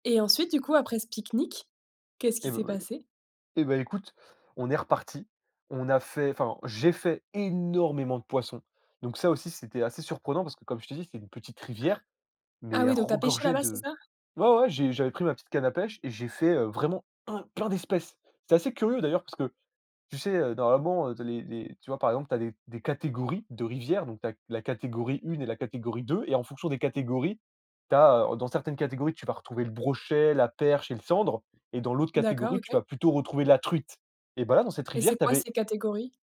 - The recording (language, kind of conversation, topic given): French, podcast, Peux-tu raconter une aventure où tu t’es senti vraiment curieux et surpris ?
- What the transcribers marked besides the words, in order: stressed: "énormément"; other noise; other background noise; tapping; stressed: "truite"